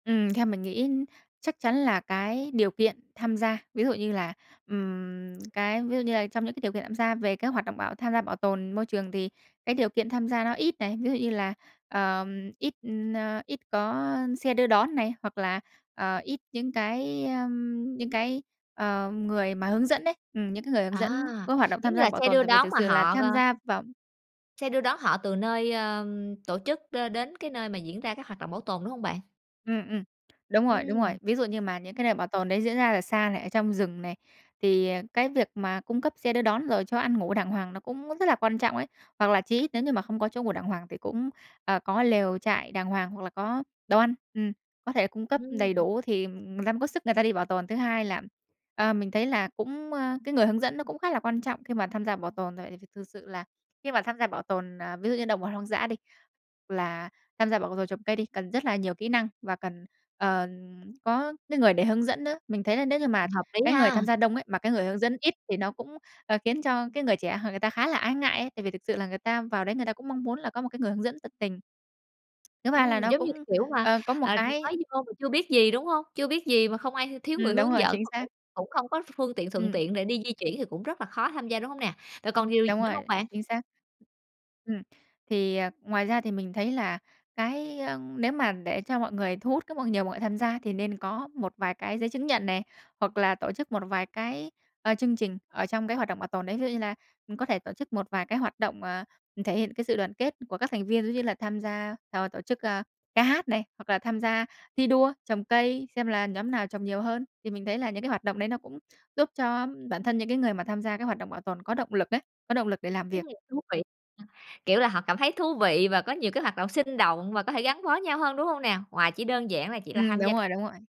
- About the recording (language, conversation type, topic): Vietnamese, podcast, Làm sao để thu hút thanh niên tham gia bảo tồn?
- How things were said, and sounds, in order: tapping; other background noise; background speech; unintelligible speech